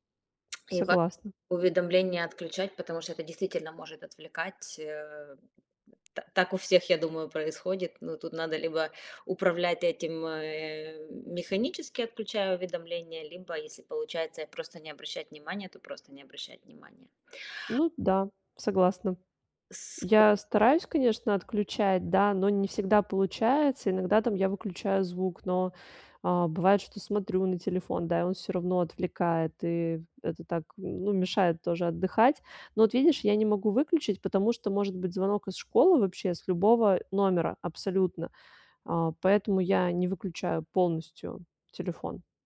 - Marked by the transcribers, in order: tapping
- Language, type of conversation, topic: Russian, advice, Как мне справляться с частыми прерываниями отдыха дома?